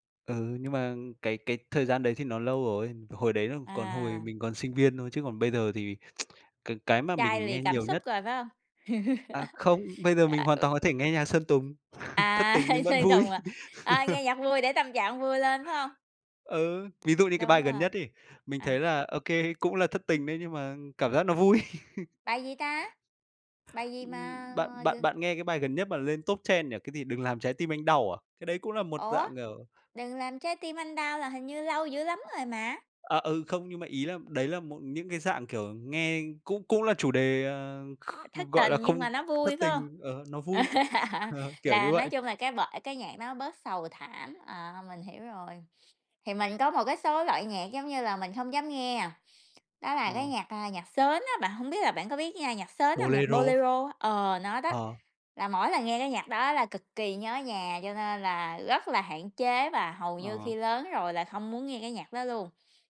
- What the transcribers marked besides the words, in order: tapping; tsk; laugh; laugh; other background noise; laughing while speaking: "Sơn Tùng à?"; chuckle; laughing while speaking: "vui"; laugh; laughing while speaking: "vui"; chuckle; in English: "top trend"; laugh; laughing while speaking: "ờ"
- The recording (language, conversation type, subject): Vietnamese, unstructured, Bạn nghĩ âm nhạc đóng vai trò như thế nào trong cuộc sống hằng ngày?